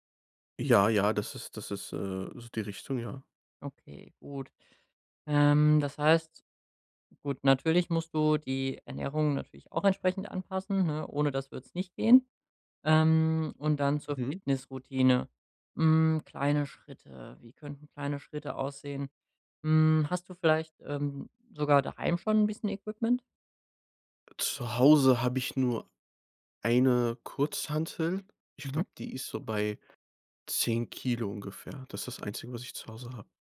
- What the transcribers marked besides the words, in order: other background noise
- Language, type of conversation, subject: German, advice, Wie kann ich es schaffen, beim Sport routinemäßig dranzubleiben?